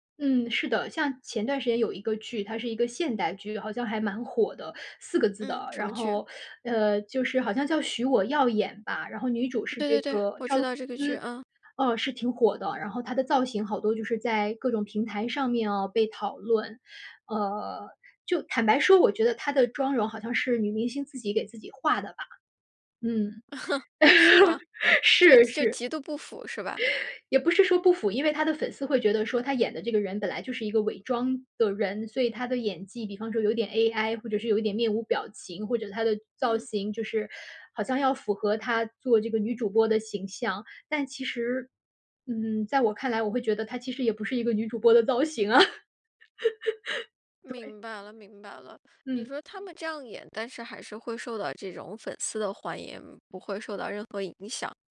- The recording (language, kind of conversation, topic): Chinese, podcast, 你对哪部电影或电视剧的造型印象最深刻？
- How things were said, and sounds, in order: laugh; laughing while speaking: "是吗？"; laugh; laughing while speaking: "啊"; laugh